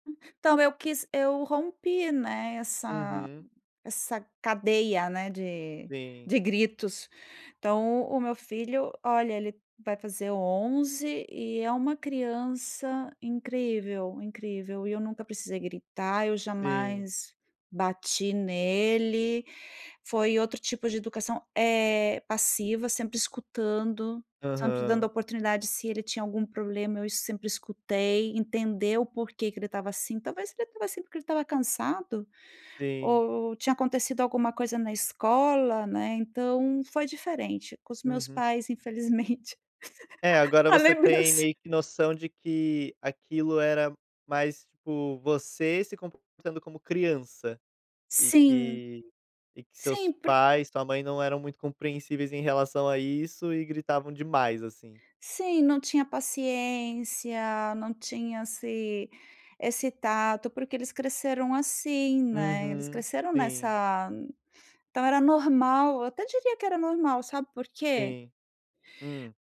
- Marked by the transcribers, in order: laughing while speaking: "a lembrança"; tapping
- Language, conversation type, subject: Portuguese, podcast, Me conta uma lembrança marcante da sua família?